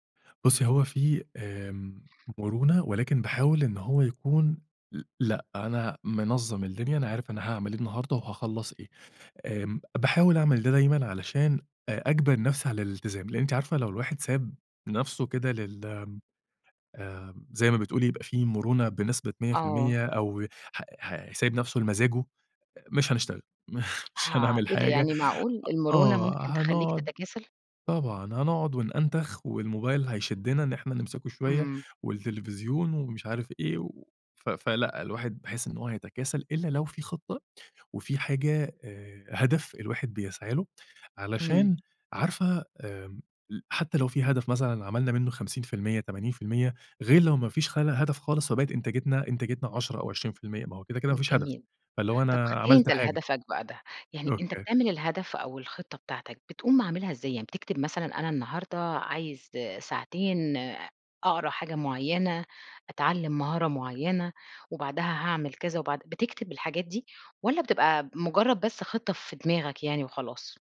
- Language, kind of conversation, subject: Arabic, podcast, إزاي بتنظم يومك في البيت عشان تبقى أكتر إنتاجية؟
- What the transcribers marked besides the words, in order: chuckle; unintelligible speech